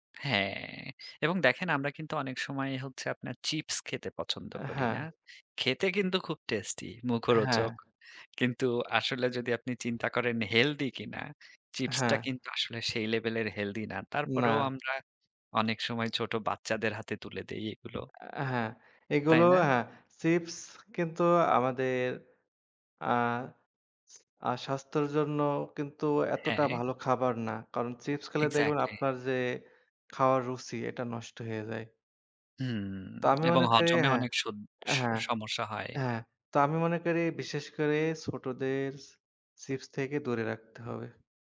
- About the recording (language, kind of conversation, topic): Bengali, unstructured, তোমার মতে ভালো স্বাস্থ্য বজায় রাখতে কোন ধরনের খাবার সবচেয়ে ভালো?
- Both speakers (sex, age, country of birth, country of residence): male, 25-29, Bangladesh, Bangladesh; male, 30-34, Bangladesh, Germany
- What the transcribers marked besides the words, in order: none